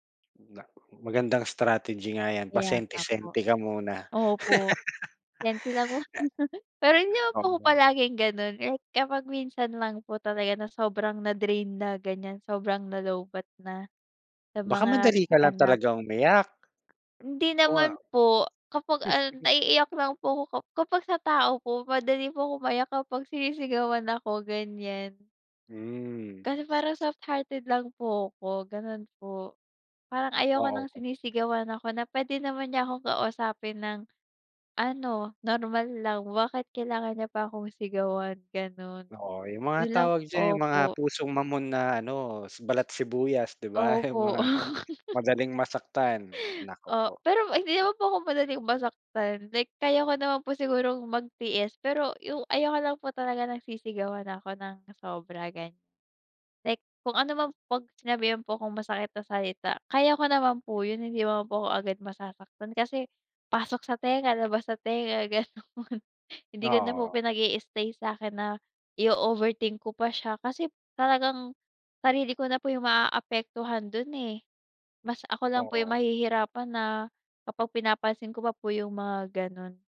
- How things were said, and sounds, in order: laughing while speaking: "muna"; laugh; chuckle; unintelligible speech; laughing while speaking: "Yung mga"; laugh; laughing while speaking: "gano'n"
- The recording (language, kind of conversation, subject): Filipino, unstructured, Ano ang mga simpleng bagay na nagpapagaan ng pakiramdam mo?